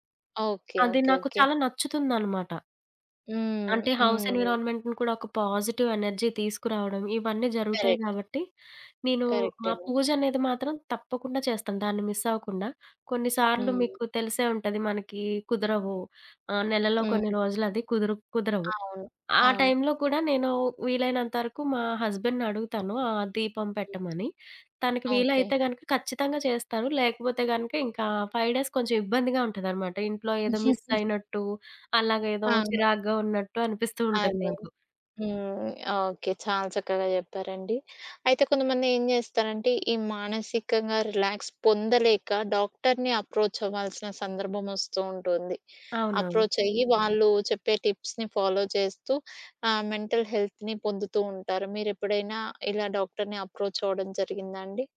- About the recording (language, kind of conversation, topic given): Telugu, podcast, పని తర్వాత మానసికంగా రిలాక్స్ కావడానికి మీరు ఏ పనులు చేస్తారు?
- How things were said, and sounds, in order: in English: "హౌస్ ఎన్విరాన్మెంట్‌ని"; in English: "పాజిటివ్ ఎనర్జీ"; in English: "కరెక్ట్"; other background noise; in English: "హస్బాండ్‌ని"; tapping; in English: "ఫైవ్ డేస్"; chuckle; in English: "రిలాక్స్"; in English: "టిప్స్‌ని ఫాలో"; in English: "మెంటల్ హెల్త్‌ని"